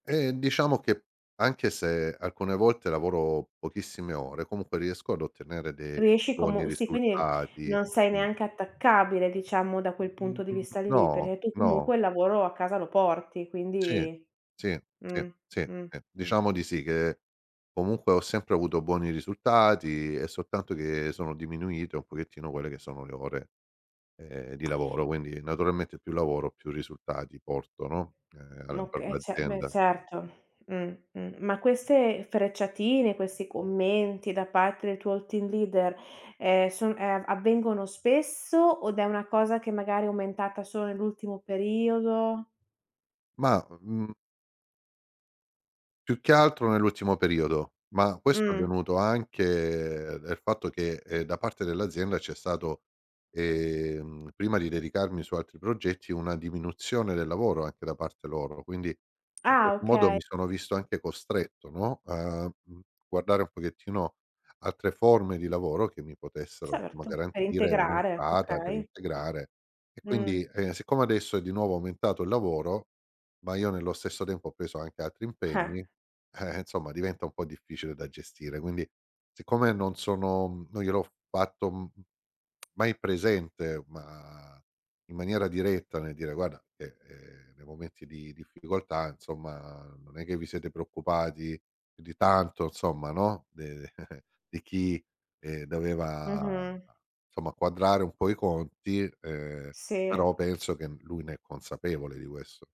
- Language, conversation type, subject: Italian, advice, Come posso stabilire dei limiti al lavoro senza offendere colleghi o superiori?
- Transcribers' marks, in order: other background noise; in English: "team leader"; tapping; unintelligible speech; scoff; tsk; "insomma" said as "nsomma"; chuckle